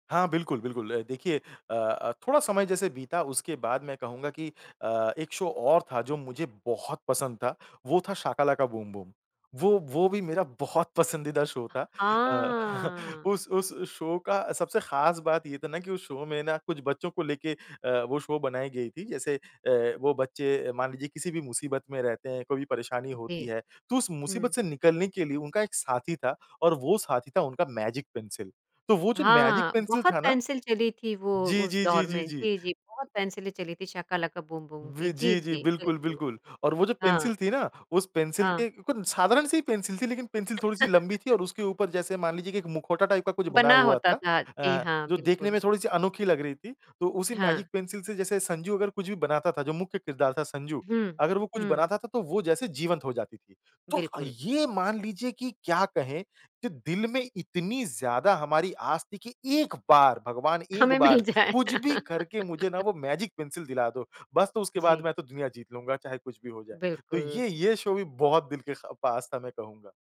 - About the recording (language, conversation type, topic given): Hindi, podcast, आपके बचपन का कौन-सा टीवी कार्यक्रम आपको आज भी हमेशा याद रहता है?
- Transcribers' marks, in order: in English: "शो"; in English: "शो"; chuckle; in English: "शो"; in English: "शो"; in English: "शो"; in English: "मैजिक"; in English: "मैजिक"; chuckle; in English: "टाइप"; in English: "मैजिक"; laughing while speaking: "हमें मिल जाए"; in English: "मैजिक"; chuckle; in English: "शो"